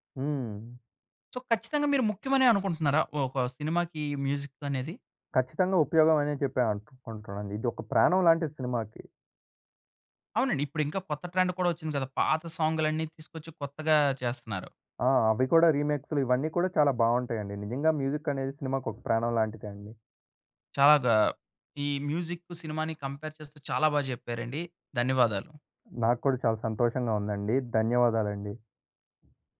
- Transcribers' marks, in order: in English: "సో"; in English: "మ్యూజిక్"; in English: "ట్రెండ్"; in English: "మ్యూజిక్"; in English: "మ్యూజిక్"; in English: "కంపేర్"
- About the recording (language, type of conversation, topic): Telugu, podcast, ఒక సినిమాకు సంగీతం ఎంత ముఖ్యమని మీరు భావిస్తారు?